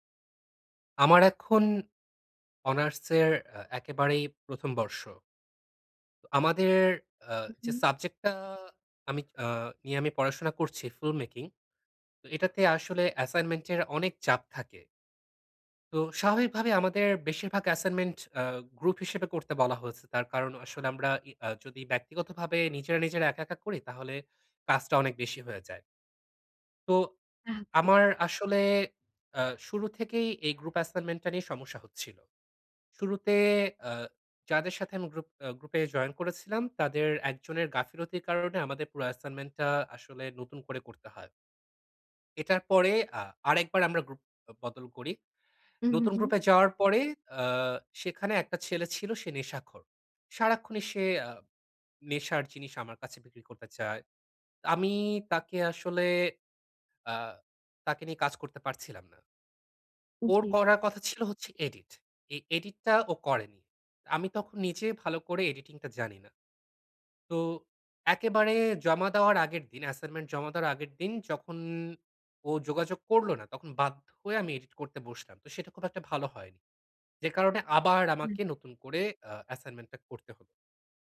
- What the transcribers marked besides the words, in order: in English: "film making"
- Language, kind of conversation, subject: Bengali, advice, আমি কীভাবে দলগত চাপের কাছে নতি না স্বীকার করে নিজের সীমা নির্ধারণ করতে পারি?